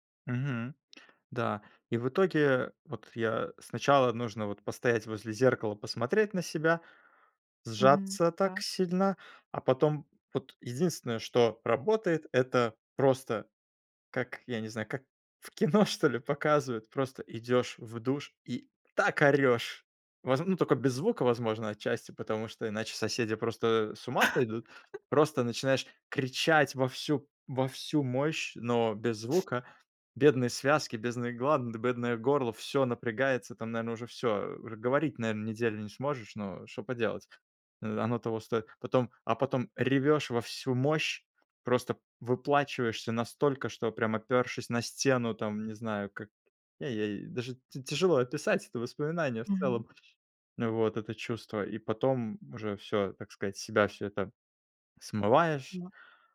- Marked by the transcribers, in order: laugh; other noise; "выплакиваешься" said as "выплачиваешься"
- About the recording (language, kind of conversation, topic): Russian, podcast, Как справляться со срывами и возвращаться в привычный ритм?